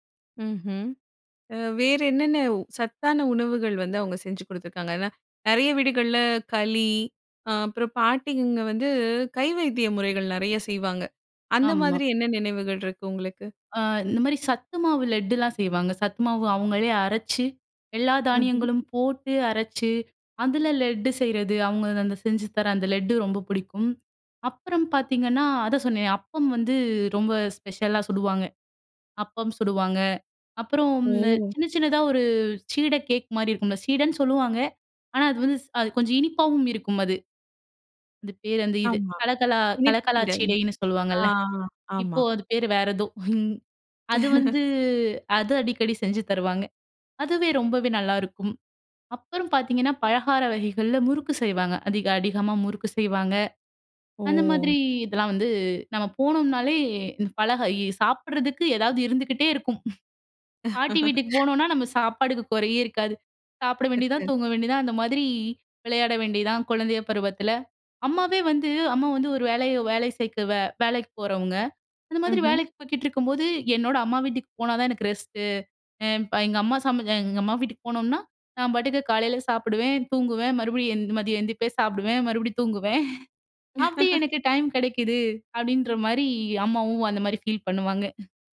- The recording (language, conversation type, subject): Tamil, podcast, பாட்டி சமையல் செய்யும்போது உங்களுக்கு மறக்க முடியாத பரபரப்பான சம்பவம் ஒன்றைச் சொல்ல முடியுமா?
- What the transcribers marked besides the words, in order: chuckle; chuckle; drawn out: "மாதிரி"; chuckle; laugh; unintelligible speech; in English: "ரெஸ்ட்டு"; chuckle; laugh